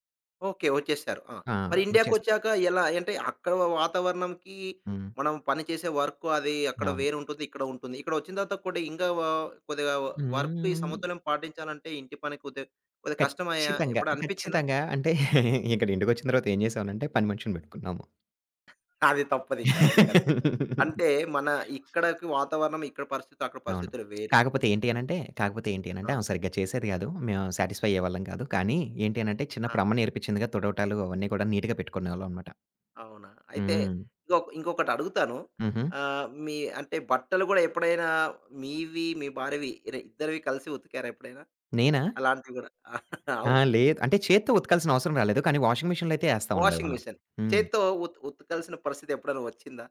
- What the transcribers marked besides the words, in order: other background noise; in English: "వర్క్"; in English: "వ వర్క్"; stressed: "ఖచ్చితంగా. ఖచ్చితంగా"; chuckle; laugh; in English: "కరెక్ట్"; lip smack; in English: "సాటిస్ఫై"; in English: "నీట్‌గా"; chuckle; tapping; in English: "వాషింగ్ మెషిన్‌లో"; in English: "వాషింగ్ మిషిన్"
- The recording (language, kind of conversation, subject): Telugu, podcast, ఇంటి పనులు మరియు ఉద్యోగ పనులను ఎలా సమతుల్యంగా నడిపిస్తారు?